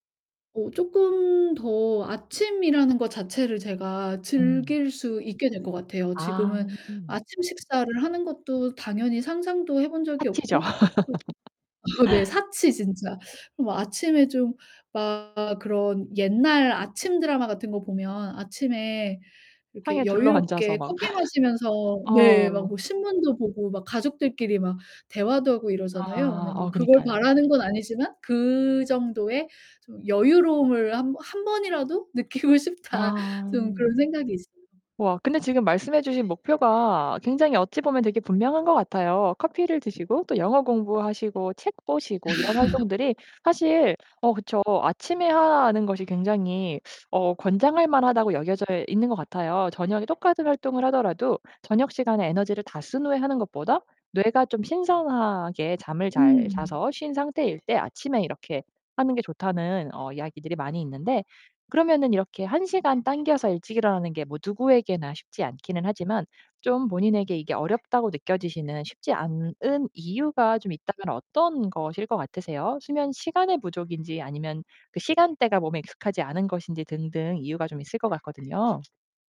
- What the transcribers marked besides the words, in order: tapping; laughing while speaking: "어"; laugh; distorted speech; laugh; laughing while speaking: "느끼고 싶다.'"; other background noise; laugh
- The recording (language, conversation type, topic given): Korean, advice, 아침 루틴을 시작하기가 왜 이렇게 어려울까요?